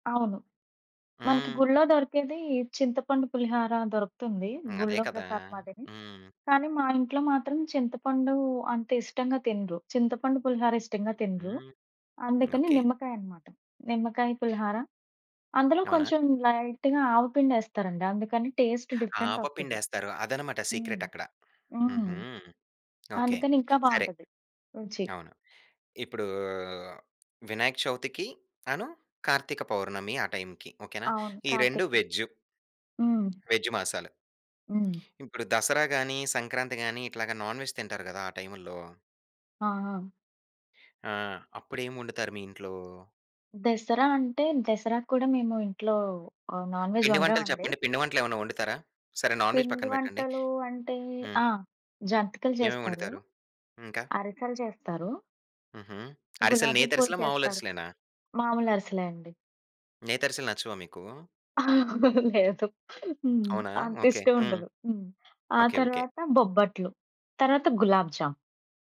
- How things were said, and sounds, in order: other background noise; in English: "లైట్‌గా"; in English: "టేస్ట్ డిఫరెంట్"; in English: "సీక్రెట్"; in English: "టైమ్‌కి"; tapping; in English: "నాన్ వెజ్"; in English: "నాన్‌వెజ్"; in English: "నాన్ వేజ్"; laughing while speaking: "లేదు"
- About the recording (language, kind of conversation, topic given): Telugu, podcast, పండుగ వస్తే మీ ఇంట్లో తప్పక వండే వంట ఏమిటి?